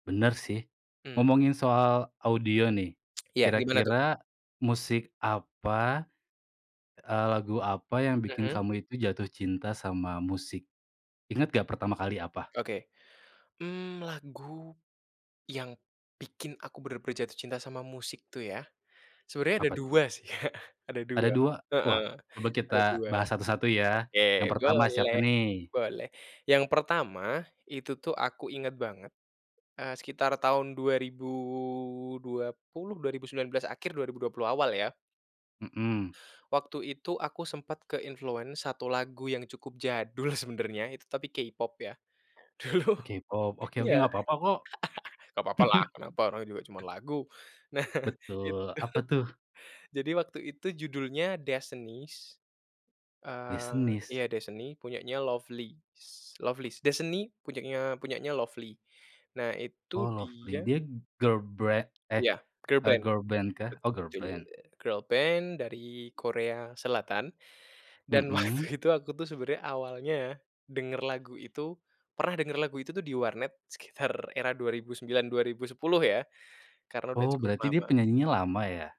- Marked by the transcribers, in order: tsk; laughing while speaking: "sih, Kak"; in English: "ke-influence"; laughing while speaking: "jadul"; laughing while speaking: "Dulu"; laugh; chuckle; tapping; laughing while speaking: "Nah, itu"; in English: "girlband"; in English: "girlband"; in English: "girlband"; in English: "girlband"; laughing while speaking: "waktu itu"; laughing while speaking: "sekitar"
- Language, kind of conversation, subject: Indonesian, podcast, Lagu apa yang pertama kali membuat kamu jatuh cinta pada musik?